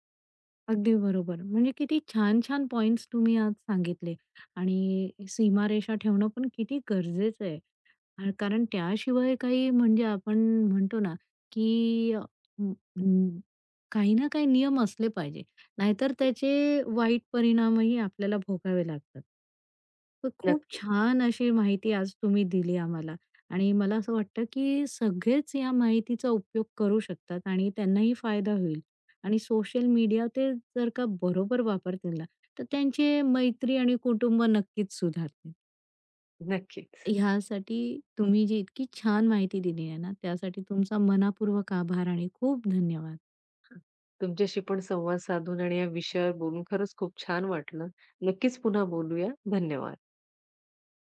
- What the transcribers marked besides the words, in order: tapping; other background noise
- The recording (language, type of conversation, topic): Marathi, podcast, सोशल मीडियामुळे मैत्री आणि कौटुंबिक नात्यांवर तुम्हाला कोणते परिणाम दिसून आले आहेत?